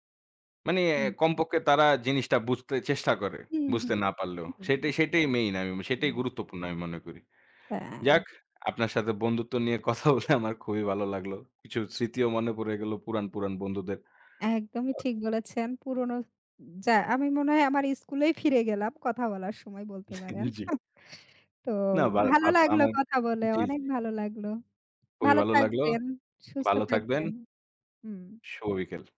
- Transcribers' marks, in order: "মানে" said as "মানি"; laughing while speaking: "কথা বলে"; laughing while speaking: "জী"; chuckle; tapping
- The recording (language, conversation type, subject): Bengali, unstructured, বন্ধুত্বে বিশ্বাস কতটা জরুরি?